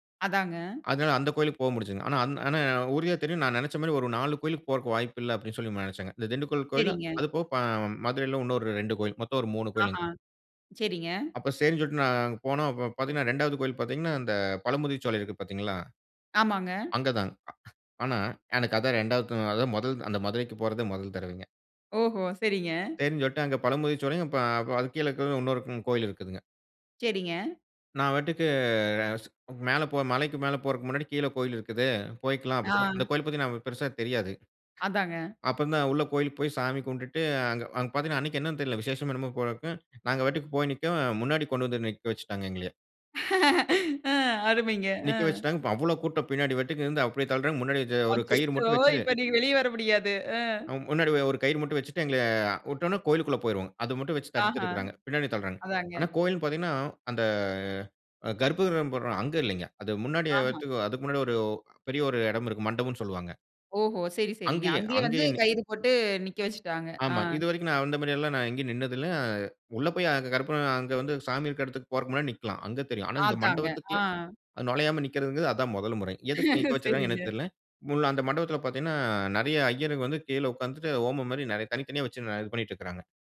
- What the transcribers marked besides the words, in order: unintelligible speech; other noise; laugh; unintelligible speech; drawn out: "இல்ல"; "அதாங்க" said as "ஆதாங்க"; laughing while speaking: "சரிங்க"
- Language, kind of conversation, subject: Tamil, podcast, சுற்றுலாவின் போது வழி தவறி அலைந்த ஒரு சம்பவத்தைப் பகிர முடியுமா?